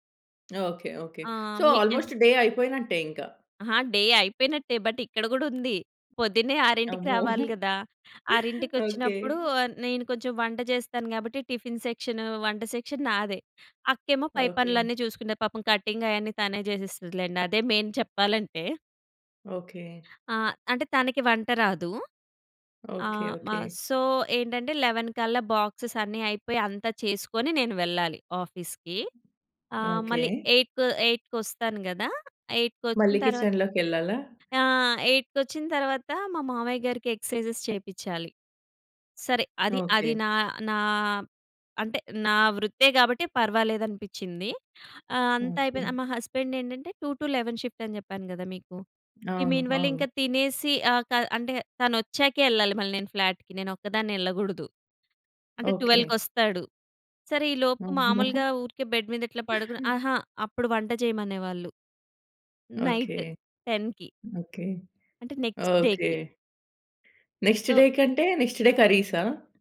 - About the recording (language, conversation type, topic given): Telugu, podcast, మీ కుటుంబంలో ప్రతి రోజు జరిగే ఆచారాలు ఏమిటి?
- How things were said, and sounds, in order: in English: "సో ఆల్మోస్ట్ డే"; in English: "డే"; chuckle; in English: "టిఫిన్"; in English: "సెక్షన్"; in English: "మెయిన్"; in English: "సో"; in English: "బాక్సెస్"; in English: "ఆఫీస్‌కి"; other background noise; in English: "ఎక్సర్‌సైజెస్"; in English: "టూ టు లెవెన్ షిఫ్ట్"; in English: "మీన్ వైల్"; in English: "ఫ్లాట్‌కి"; in English: "ట్వెల్వ్‌కొస్తాడు"; chuckle; in English: "బెడ్"; in English: "నైట్ టెన్‌కి"; in English: "నెక్స్ట్ డే"; in English: "నెక్స్ట్ డేకి"; in English: "నెక్స్ట్ డే"; in English: "సో"; tapping